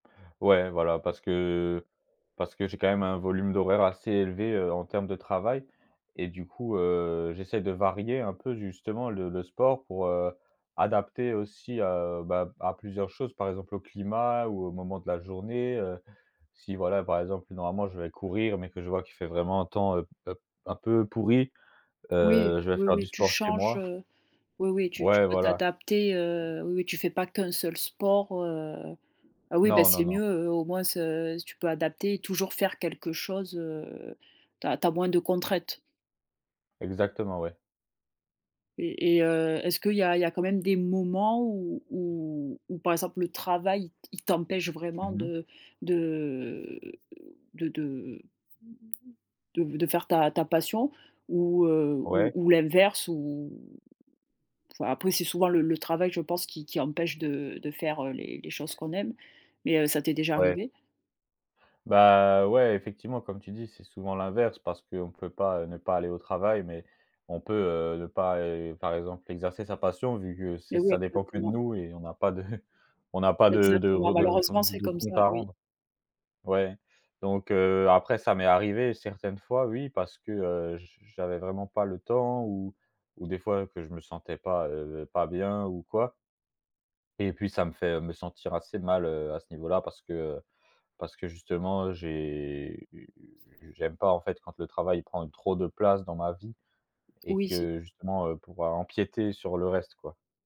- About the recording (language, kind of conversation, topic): French, podcast, Comment arrives-tu à concilier ta passion et ton travail sans craquer ?
- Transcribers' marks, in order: stressed: "moments"; tapping; laughing while speaking: "de"